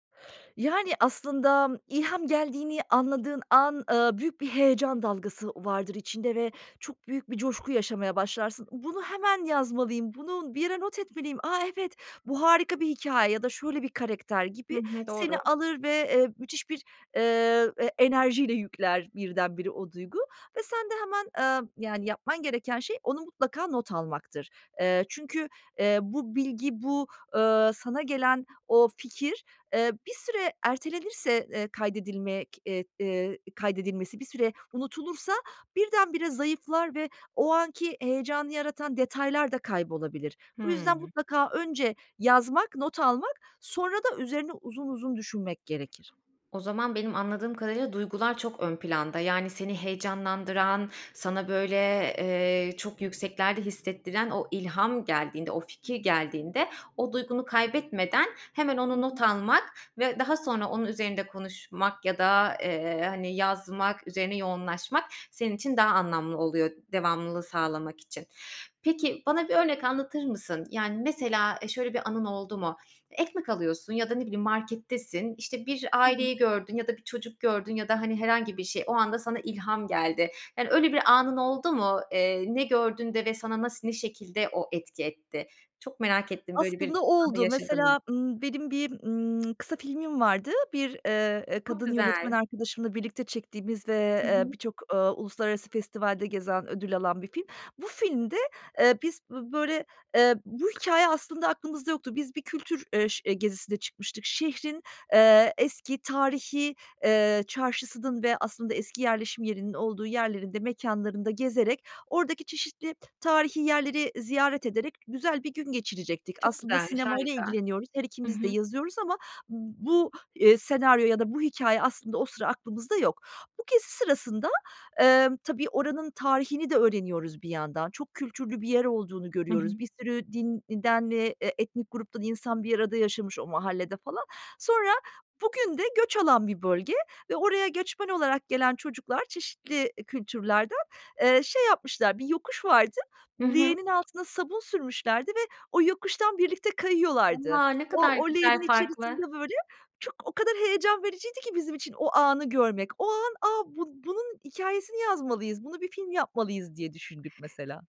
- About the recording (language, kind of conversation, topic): Turkish, podcast, Anlık ilham ile planlı çalışma arasında nasıl gidip gelirsin?
- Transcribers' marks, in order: other background noise